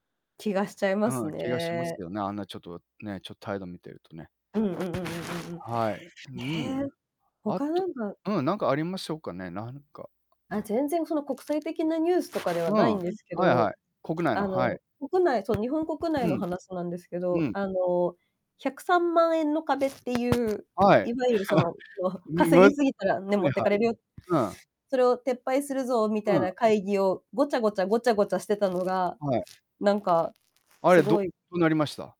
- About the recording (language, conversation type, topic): Japanese, unstructured, 最近のニュースでいちばん驚いたことは何ですか？
- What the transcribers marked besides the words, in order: other background noise; laugh